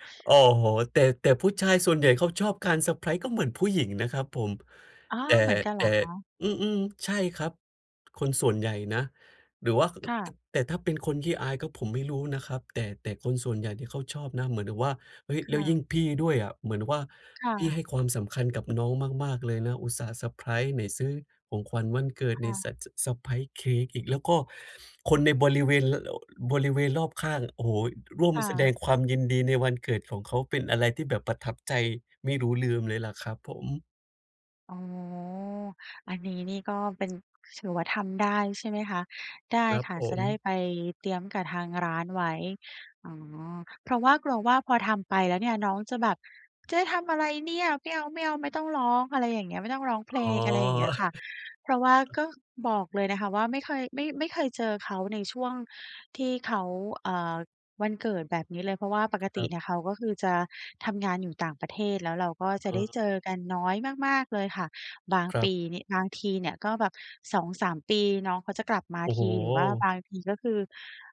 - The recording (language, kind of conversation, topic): Thai, advice, จะเลือกของขวัญให้ถูกใจคนที่ไม่แน่ใจว่าเขาชอบอะไรได้อย่างไร?
- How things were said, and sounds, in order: tapping; door; other noise; other background noise; chuckle